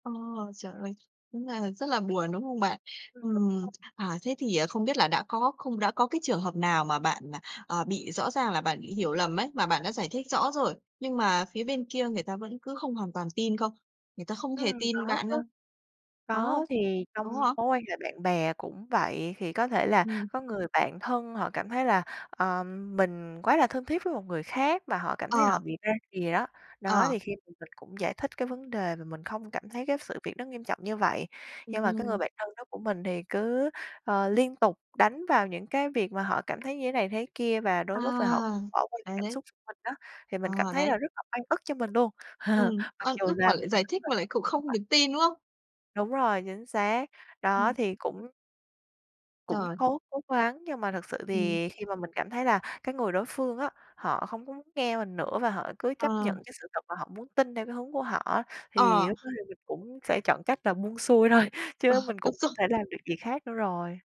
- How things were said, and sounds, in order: tapping; laugh; unintelligible speech; laughing while speaking: "thôi"
- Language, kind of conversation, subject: Vietnamese, podcast, Khi bị hiểu lầm, bạn thường phản ứng như thế nào?